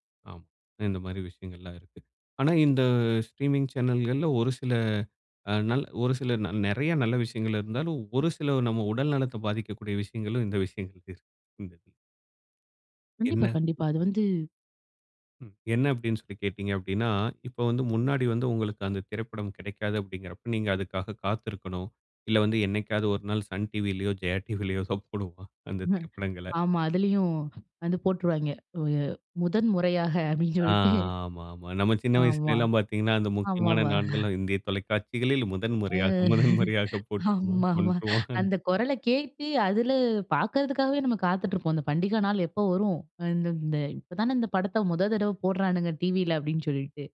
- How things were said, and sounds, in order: in English: "ஸ்ட்ரீமிங் சேனல்கள்ல"; chuckle; laughing while speaking: "முதன் முறையாக அப்படின்னு சொல்லிட்டு ஆமா, ஆமாமா"; laughing while speaking: "நம்ம சின்ன வயசுல எல்லாம் பாத்தீங்கன்னா … முதன் முறையாக போட்டுவான்"; laughing while speaking: "ம் ஆமா, ஆமா. அந்த குரல … நாள் எப்போ வரும்"; unintelligible speech
- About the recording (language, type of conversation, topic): Tamil, podcast, இணைய வழி காணொளி ஒளிபரப்பு சேவைகள் வந்ததனால் சினிமா எப்படி மாறியுள்ளது என்று நீங்கள் நினைக்கிறீர்கள்?